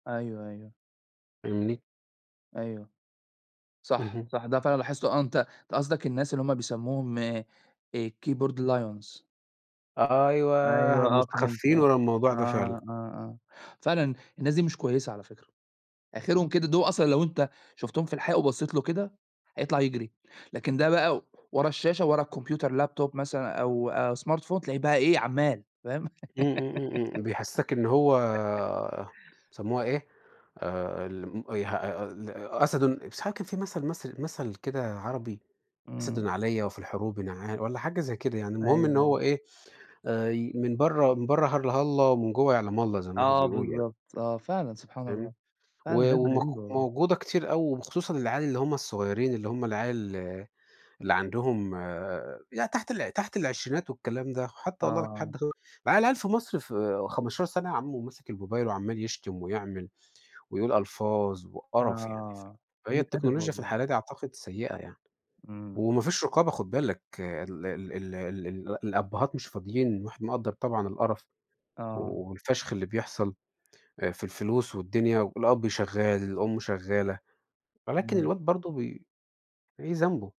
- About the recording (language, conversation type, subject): Arabic, unstructured, إزاي وسائل التواصل الاجتماعي بتأثر على العلاقات؟
- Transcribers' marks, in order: in English: "Keyboard Lions"; tapping; other noise; in English: "الLaptop"; in English: "Smartphone"; laugh